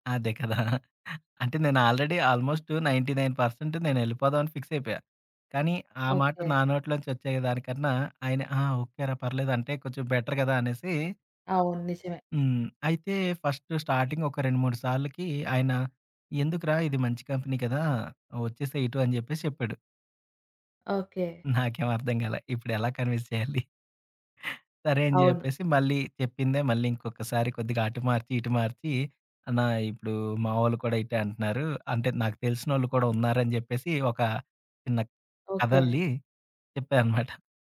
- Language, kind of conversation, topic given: Telugu, podcast, రెండు ఆఫర్లలో ఒకదాన్నే ఎంపిక చేయాల్సి వస్తే ఎలా నిర్ణయం తీసుకుంటారు?
- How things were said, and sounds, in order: chuckle; in English: "ఆల్రెడీ"; in English: "నైన్టీ నైన్ పర్సెంటు"; in English: "ఫిక్స్"; in English: "బెటర్"; in English: "ఫస్ట్ స్టార్టింగ్"; in English: "కంపెనీ"; in English: "కన్విన్స్"; chuckle